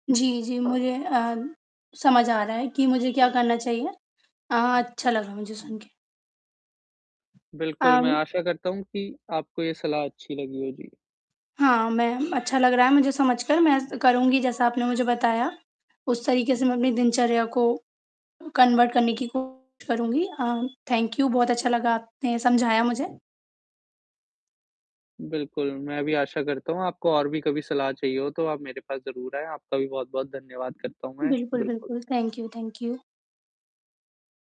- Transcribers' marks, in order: static; other street noise; in English: "कन्वर्ट"; distorted speech; in English: "थैंक यू"; tapping; in English: "थैंक यू, थैंक यू"
- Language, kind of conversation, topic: Hindi, advice, मैं परिवार की शादी और करियर से जुड़ी उम्मीदों के दबाव को कैसे संभालूँ?
- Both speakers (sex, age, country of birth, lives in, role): female, 20-24, India, India, user; male, 20-24, India, India, advisor